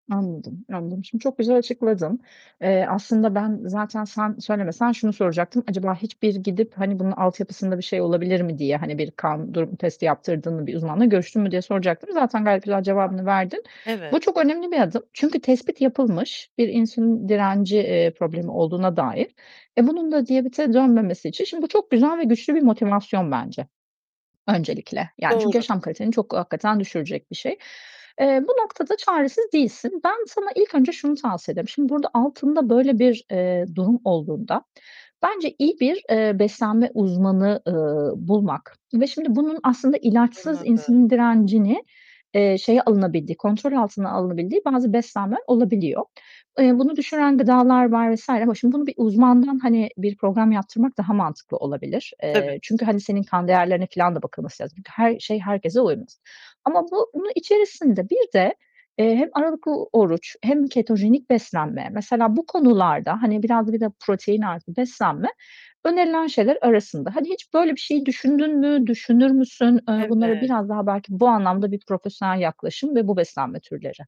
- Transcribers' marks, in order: distorted speech; other background noise
- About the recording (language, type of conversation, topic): Turkish, advice, Düzenli ve sağlıklı bir beslenme rutini oturtmakta neden zorlanıyorsunuz?